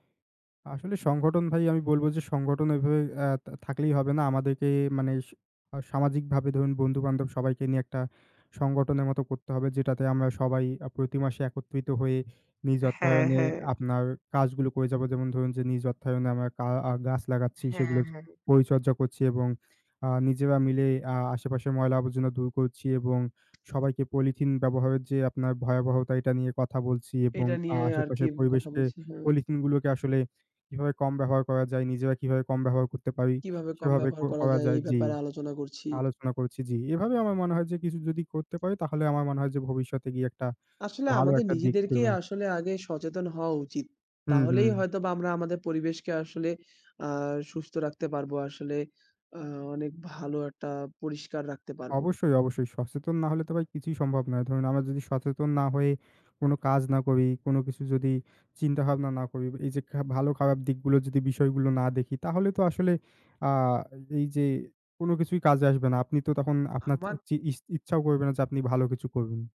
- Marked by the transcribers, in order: other background noise; tapping
- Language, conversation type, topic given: Bengali, unstructured, পরিবেশ রক্ষা করার জন্য আমরা কী কী ছোট ছোট কাজ করতে পারি?
- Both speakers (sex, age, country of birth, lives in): male, 20-24, Bangladesh, Bangladesh; male, 20-24, Bangladesh, Bangladesh